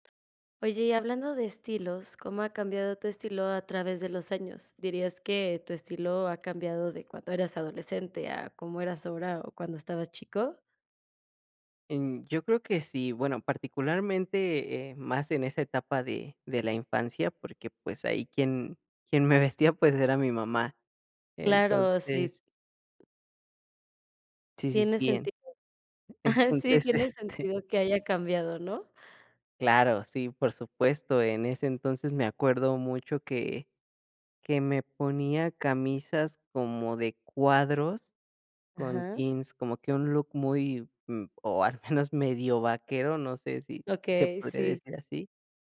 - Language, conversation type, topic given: Spanish, podcast, ¿Cómo ha cambiado tu estilo con los años?
- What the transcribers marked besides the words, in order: other background noise; laughing while speaking: "este"